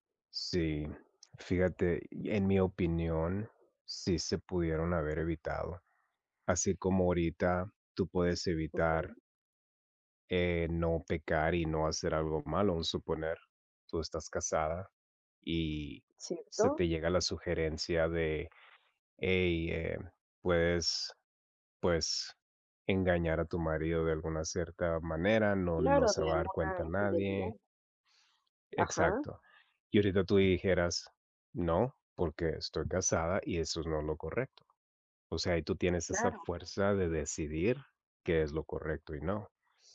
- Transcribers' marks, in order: other background noise
- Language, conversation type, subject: Spanish, unstructured, ¿Cuál crees que ha sido el mayor error de la historia?